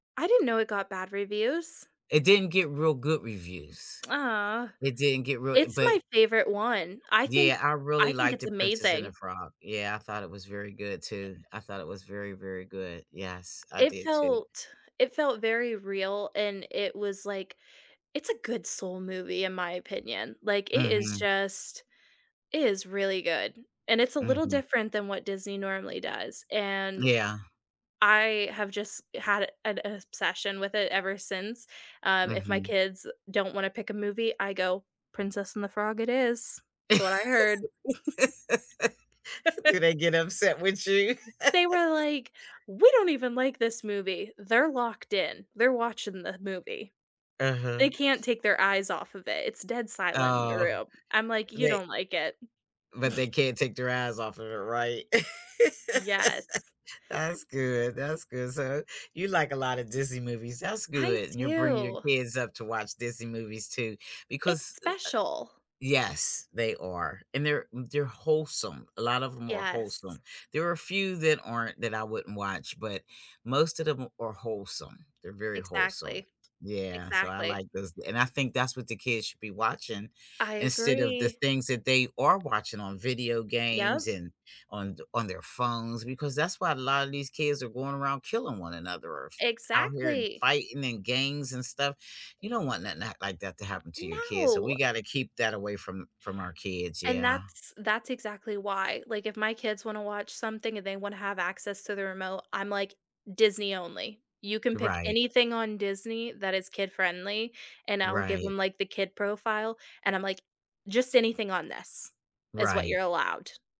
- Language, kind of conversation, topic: English, unstructured, Which actors do you watch no matter what role they play, and what makes them so compelling to you?
- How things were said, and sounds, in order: other background noise; laugh; chuckle; laugh; laugh; chuckle; laugh; tapping